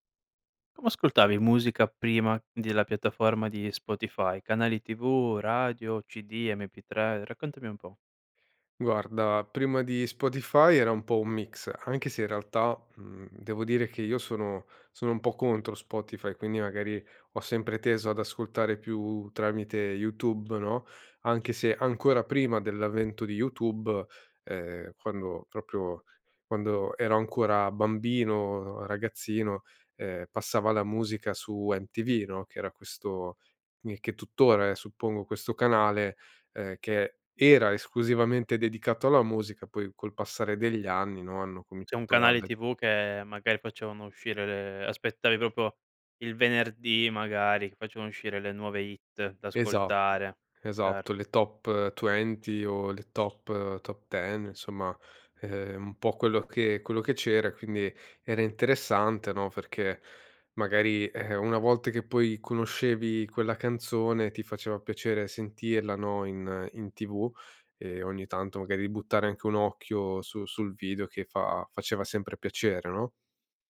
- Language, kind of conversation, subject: Italian, podcast, Come ascoltavi musica prima di Spotify?
- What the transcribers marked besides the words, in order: other background noise; tapping; "proprio" said as "propio"; in English: "hit"; in English: "Top twenty"; in English: "Top Top ten"